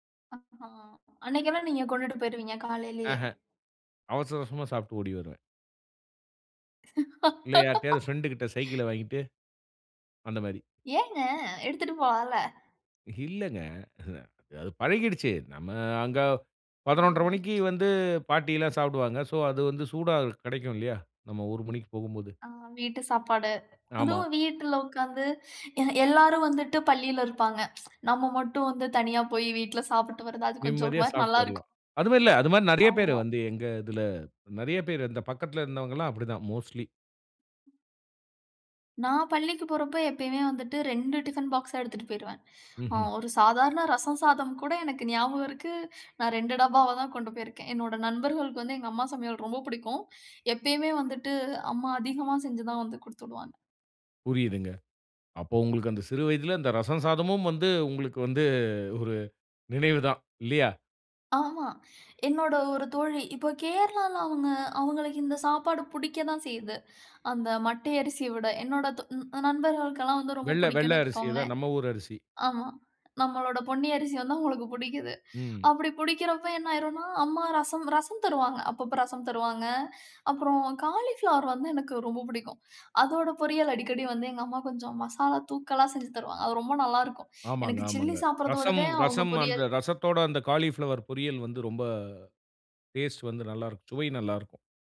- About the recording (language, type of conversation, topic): Tamil, podcast, சிறுவயதில் சாப்பிட்ட உணவுகள் உங்கள் நினைவுகளை எப்படிப் புதுப்பிக்கின்றன?
- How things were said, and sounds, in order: laugh; tsk; tsk; laughing while speaking: "ஒரு மாரி நல்லாருக்கும்"; tapping; other background noise; in English: "மோஸ்ட்லி"; laughing while speaking: "ஒரு"; chuckle